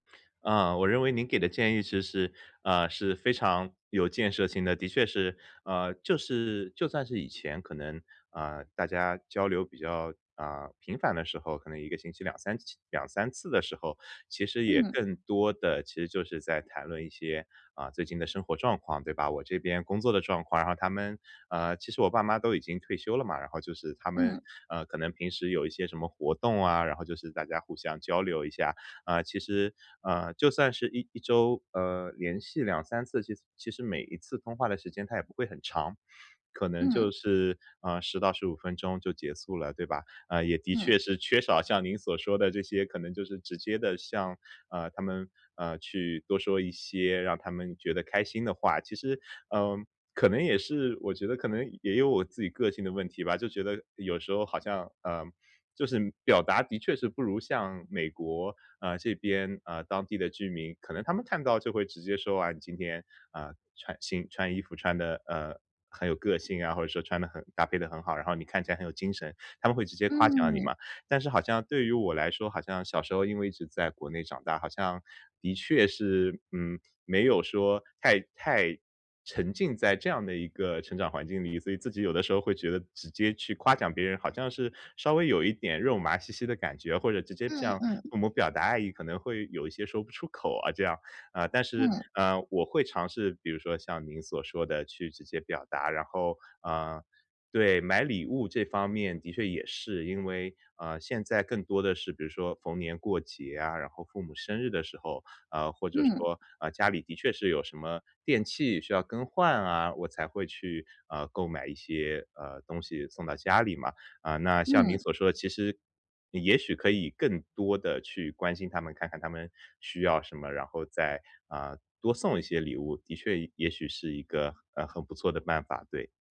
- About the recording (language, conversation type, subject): Chinese, advice, 我该如何在工作与赡养父母之间找到平衡？
- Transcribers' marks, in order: "束" said as "诉"; laughing while speaking: "的确是缺少"; other background noise